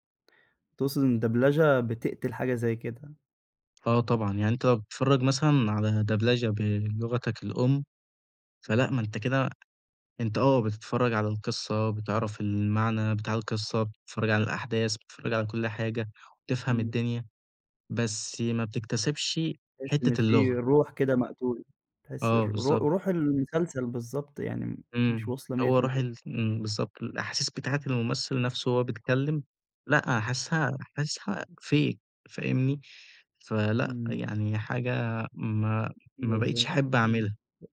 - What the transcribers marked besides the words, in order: in English: "fake"; other noise
- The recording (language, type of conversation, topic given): Arabic, podcast, إنت بتفضّل الترجمة ولا الدبلجة وإنت بتتفرّج على مسلسل؟